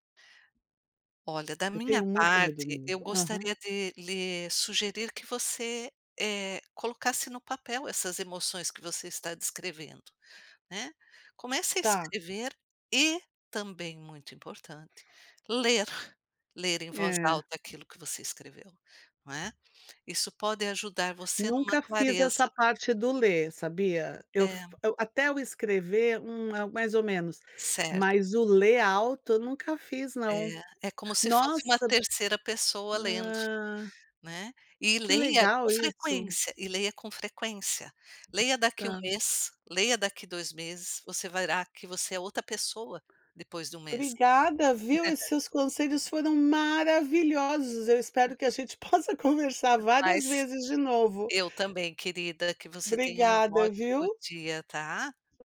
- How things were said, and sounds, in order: other background noise; tapping; chuckle
- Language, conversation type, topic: Portuguese, advice, Como posso parar de adiar tarefas importantes repetidamente e criar disciplina?